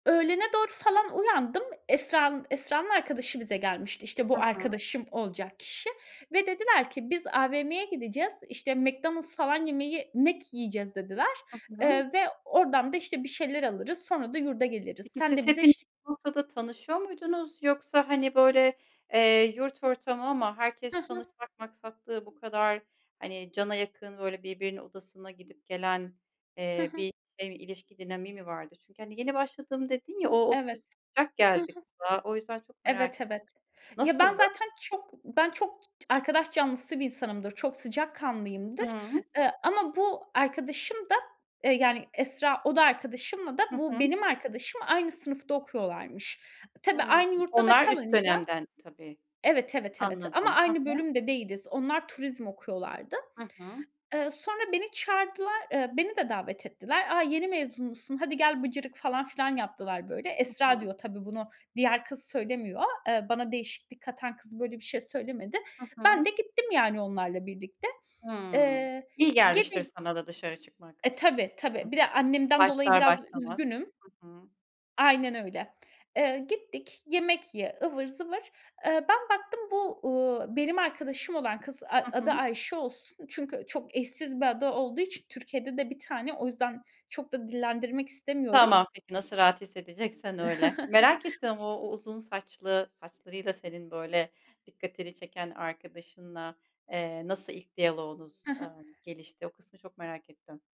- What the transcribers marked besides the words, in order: tapping; other background noise; chuckle
- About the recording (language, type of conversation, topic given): Turkish, podcast, Bir arkadaşlık seni nasıl bambaşka birine dönüştürdü, anlatır mısın?